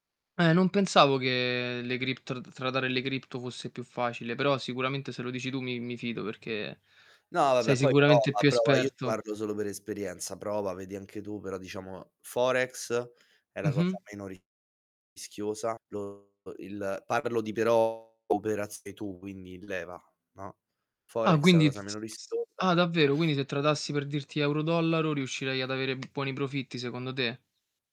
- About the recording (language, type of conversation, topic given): Italian, unstructured, Quali sogni ti fanno sentire più entusiasta?
- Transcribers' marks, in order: "Cripto" said as "criptro"; in English: "tradare"; static; distorted speech; tapping; other background noise; in English: "tradassi"; sniff